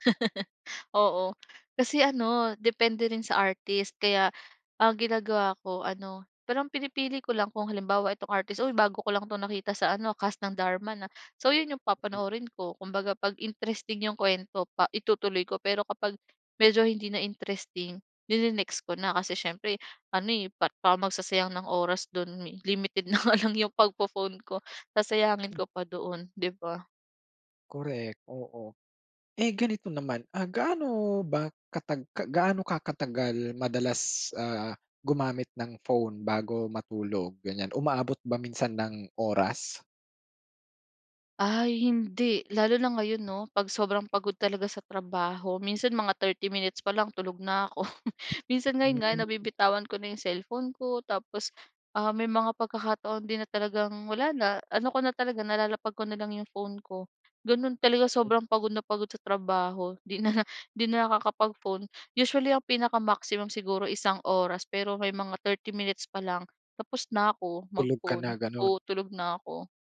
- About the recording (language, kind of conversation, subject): Filipino, podcast, Ano ang karaniwan mong ginagawa sa telepono mo bago ka matulog?
- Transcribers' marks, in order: chuckle; gasp; gasp; gasp; laughing while speaking: "'yong pagpo-phone ko"; unintelligible speech; tongue click; chuckle; laughing while speaking: "'di na"